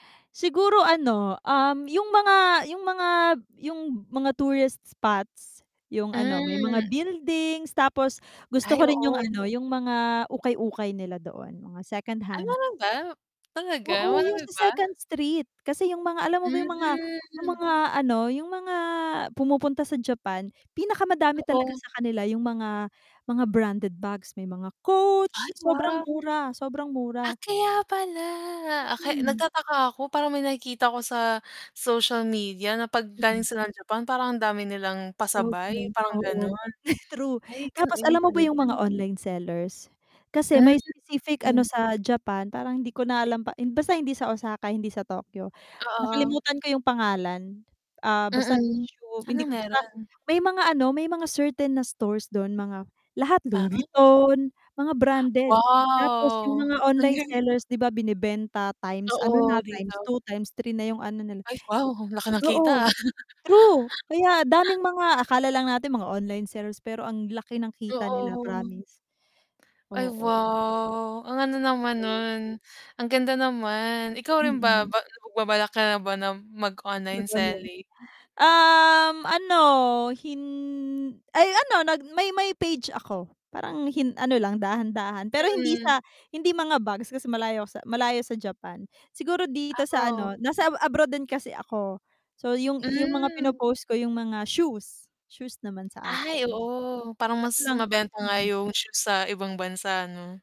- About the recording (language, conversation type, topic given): Filipino, unstructured, Ano ang pinakakapana-panabik na lugar na nabisita mo?
- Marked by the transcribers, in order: other background noise; static; distorted speech; chuckle; chuckle; unintelligible speech; mechanical hum